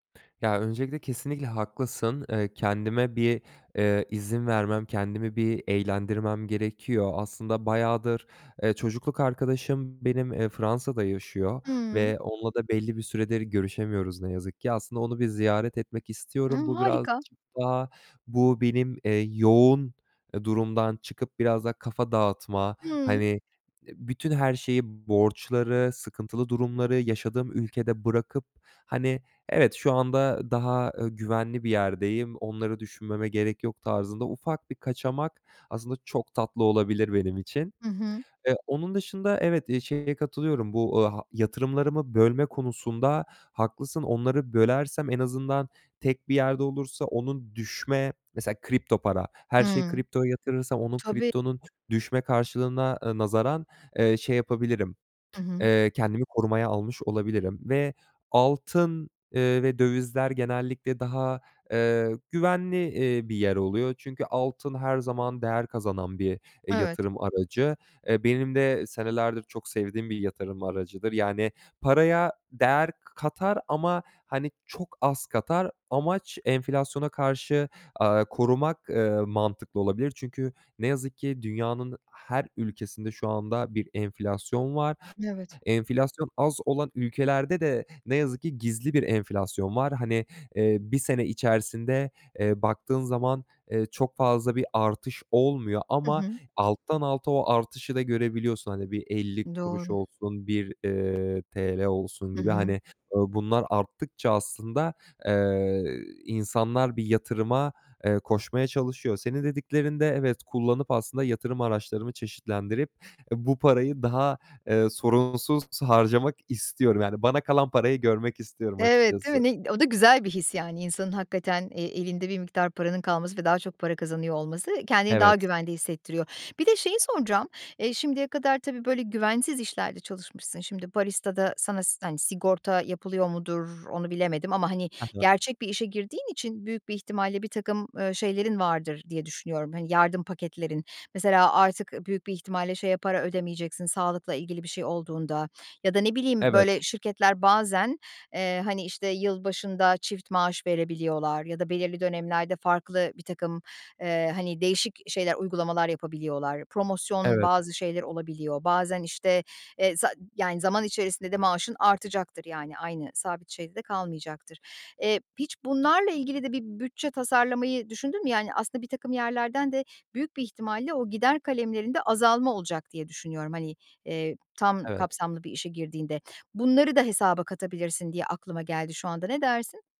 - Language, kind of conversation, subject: Turkish, advice, Finansal durumunuz değiştiğinde harcamalarınızı ve gelecek planlarınızı nasıl yeniden düzenlemelisiniz?
- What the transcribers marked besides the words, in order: other background noise; tapping; in Italian: "baristada"